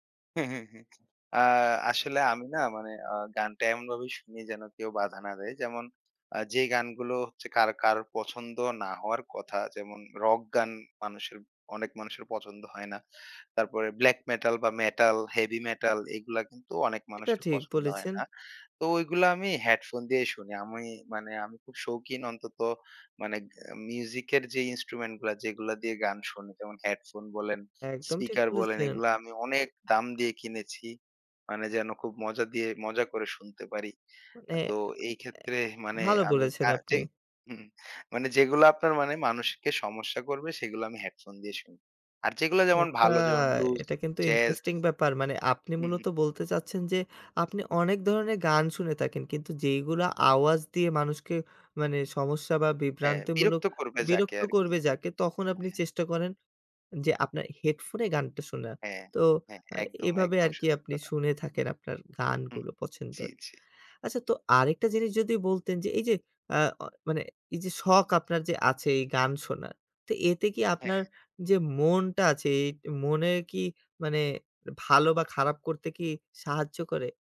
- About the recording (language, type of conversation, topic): Bengali, podcast, কোন শখ তোমার মানসিক শান্তি দেয়?
- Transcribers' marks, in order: other background noise